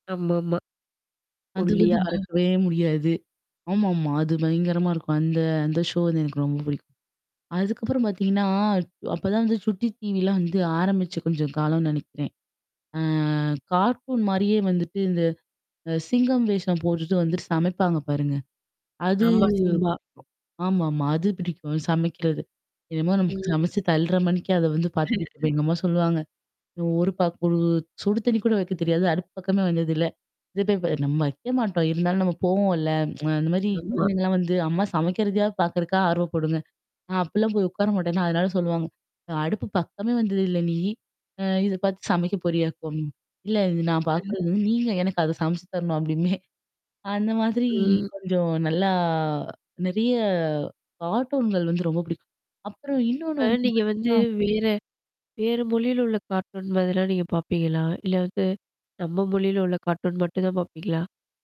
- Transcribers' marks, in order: other background noise; mechanical hum; in English: "ஷோ"; tapping; in English: "கார்டூன்"; static; "மாரிக்கே" said as "மணிக்கே"; "பார்த்துட்டு இப்ப" said as "பார்த்துட்டுப்ப"; other noise; laugh; tsk; laughing while speaking: "நீங்க எனக்கு அத சமைச்சு தரணும் அப்டிம்பேன்"; drawn out: "நல்லா"; in English: "கார்ட்டூன்கள்"; distorted speech; in English: "கார்ட்டூன்"; in English: "கார்ட்டூன்"
- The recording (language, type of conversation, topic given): Tamil, podcast, உங்கள் சின்னப்போழத்தில் பார்த்த கார்ட்டூன்கள் பற்றிச் சொல்ல முடியுமா?